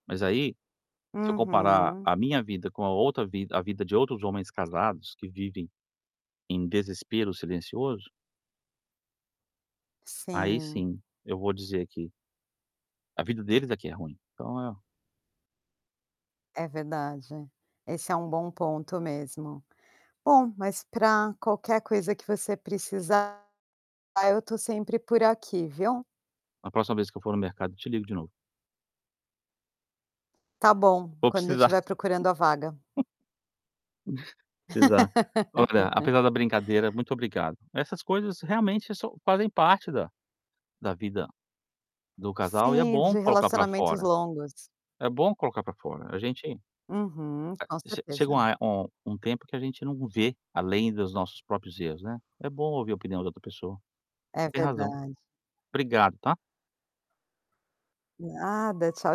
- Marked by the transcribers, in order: tapping; distorted speech; chuckle; laugh; static
- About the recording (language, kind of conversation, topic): Portuguese, advice, Como você se sente em relação ao cansaço de ajustar seu comportamento para agradar parceiros?